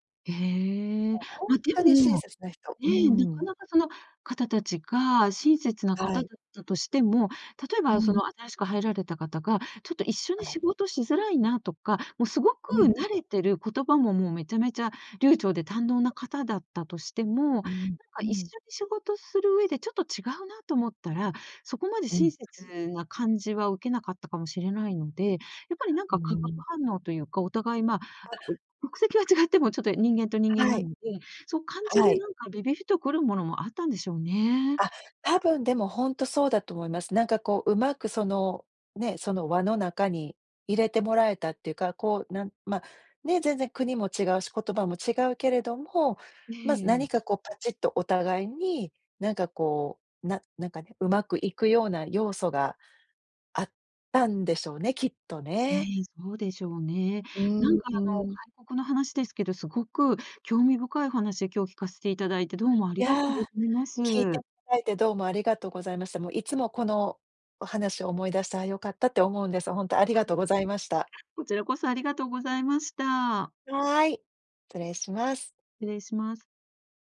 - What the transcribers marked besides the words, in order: other background noise; tapping
- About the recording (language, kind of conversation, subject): Japanese, podcast, 支えになった人やコミュニティはありますか？
- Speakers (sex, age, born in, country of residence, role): female, 50-54, Japan, United States, guest; female, 60-64, Japan, Japan, host